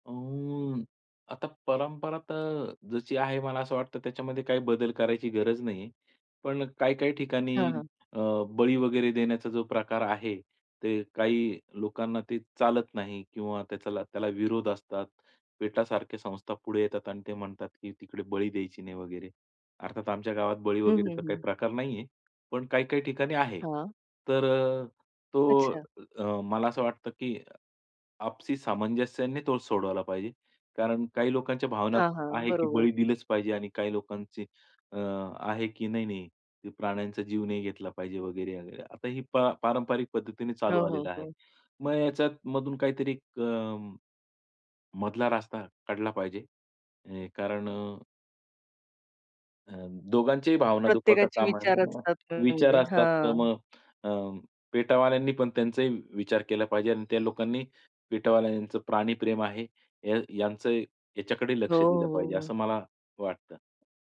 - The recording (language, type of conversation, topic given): Marathi, podcast, सण आणि कार्यक्रम लोकांना जोडण्यात किती महत्त्वाचे ठरतात, असे तुम्हाला वाटते का?
- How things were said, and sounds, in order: tapping; other background noise; other noise; "पाहिजे" said as "पाहिजेल"